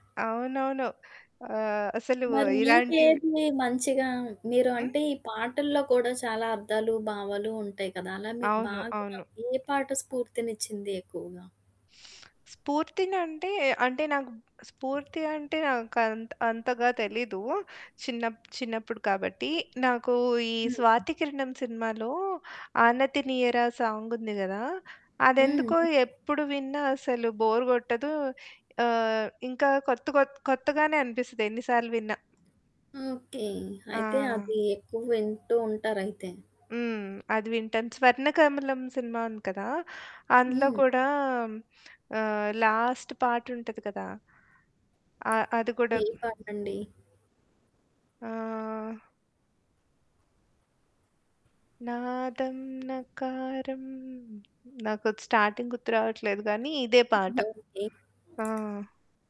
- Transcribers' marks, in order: other background noise; sniff; in English: "బోర్"; in English: "లాస్ట్"; singing: "నాదంనకారం"; in English: "స్టార్టింగ్"; tapping
- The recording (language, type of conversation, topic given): Telugu, podcast, సినిమాలు, పాటలు మీకు ఎలా స్ఫూర్తి ఇస్తాయి?